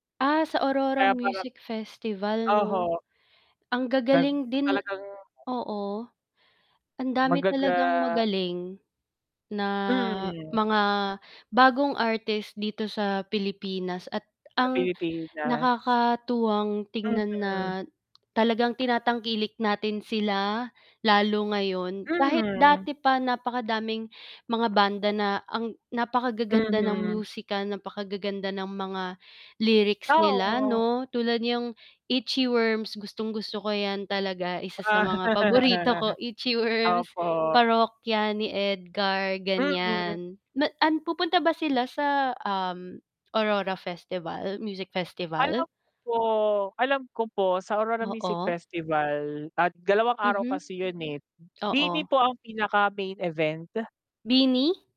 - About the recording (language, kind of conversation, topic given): Filipino, unstructured, Paano mo pipiliin ang iyong talaan ng mga awitin para sa isang biyahe sa kalsada?
- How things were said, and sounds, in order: distorted speech; unintelligible speech; mechanical hum; dog barking; other background noise; static; tapping; laugh; chuckle